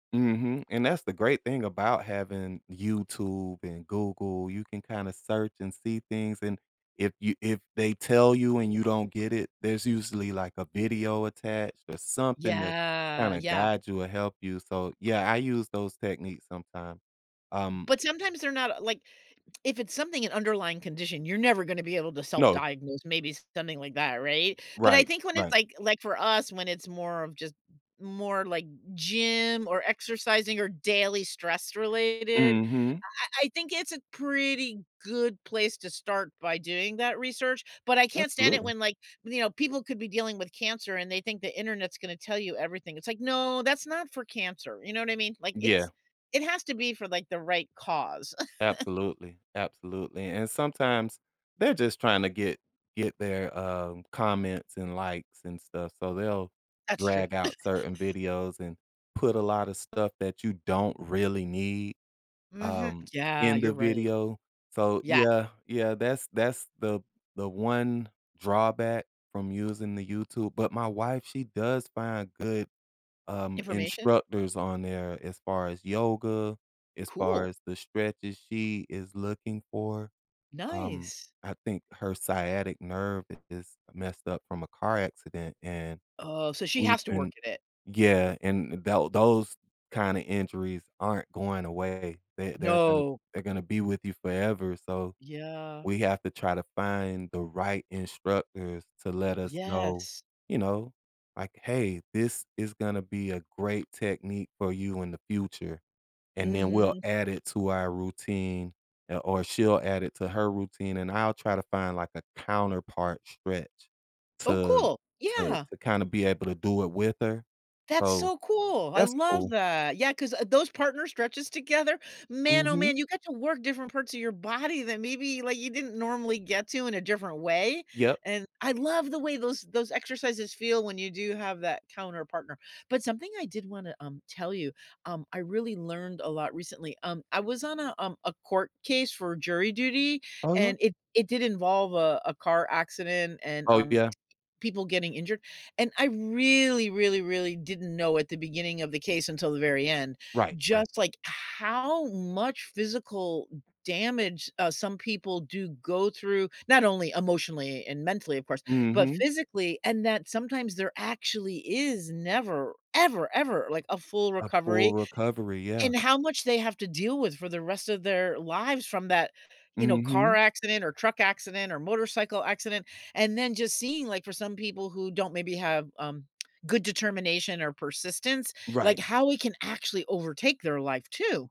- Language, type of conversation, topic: English, unstructured, What small habits help me feel grounded during hectic times?
- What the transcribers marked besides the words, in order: drawn out: "Yeah"; chuckle; chuckle; other background noise; stressed: "ever"